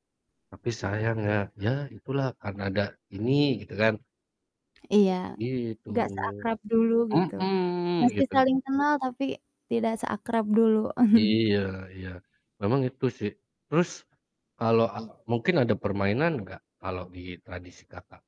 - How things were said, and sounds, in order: distorted speech; chuckle
- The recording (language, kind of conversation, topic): Indonesian, unstructured, Apa makna tradisi keluarga dalam budaya Indonesia menurutmu?
- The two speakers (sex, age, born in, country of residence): female, 25-29, Indonesia, Indonesia; male, 30-34, Indonesia, Indonesia